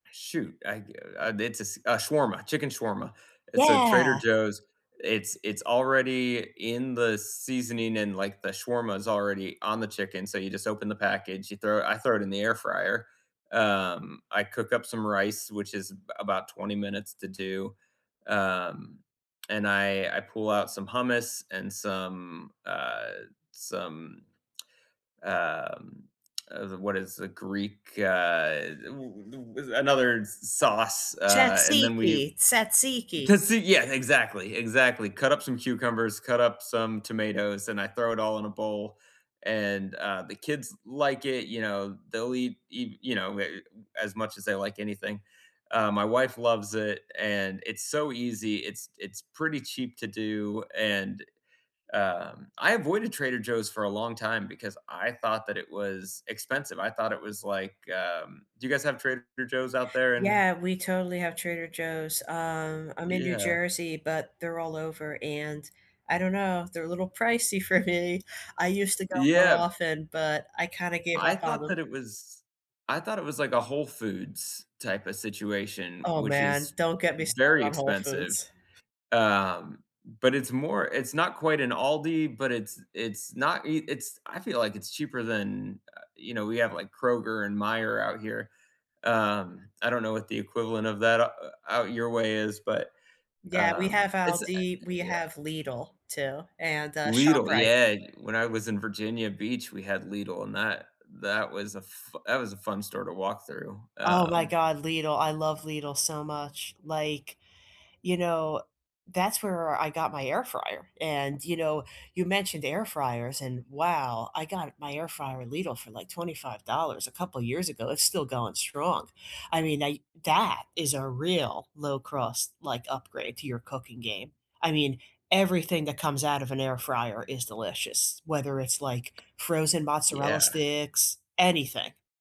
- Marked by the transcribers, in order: lip smack; laughing while speaking: "for me"; tapping
- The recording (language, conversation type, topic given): English, unstructured, How can you upgrade your home on a budget and cook quick weeknight meals?
- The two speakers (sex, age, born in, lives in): female, 35-39, United States, United States; male, 40-44, United States, United States